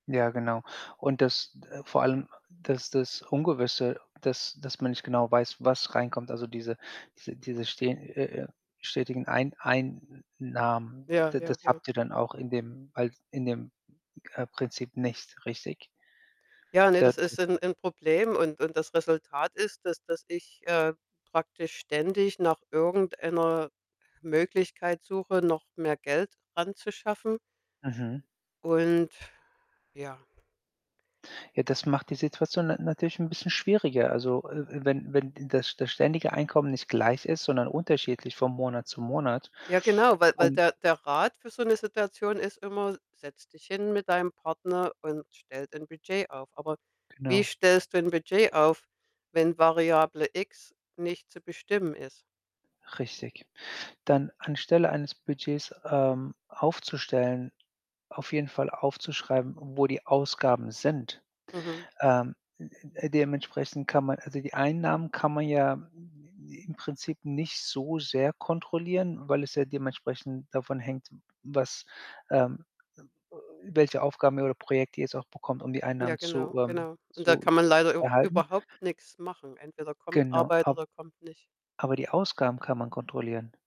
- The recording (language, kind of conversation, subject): German, advice, Wie können mein Partner und ich mit unseren unterschiedlichen Ausgabengewohnheiten besser umgehen?
- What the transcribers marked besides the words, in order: static; other background noise; distorted speech; other noise